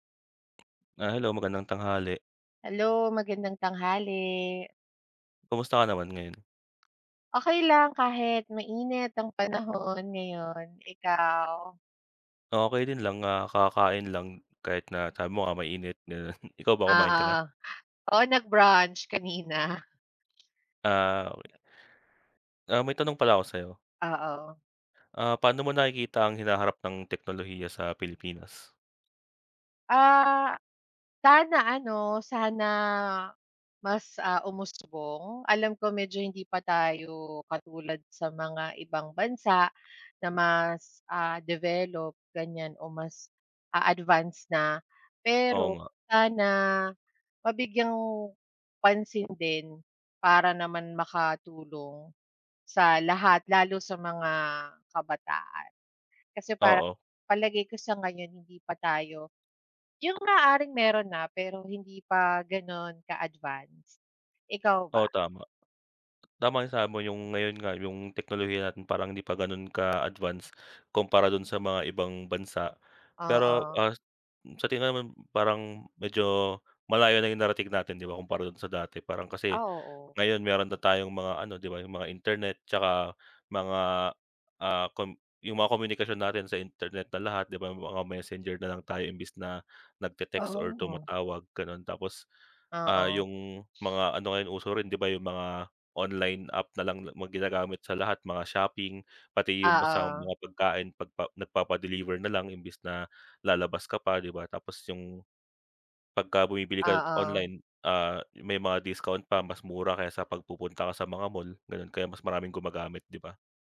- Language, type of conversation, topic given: Filipino, unstructured, Paano mo nakikita ang magiging kinabukasan ng teknolohiya sa Pilipinas?
- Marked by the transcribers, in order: tapping; laughing while speaking: "ganun"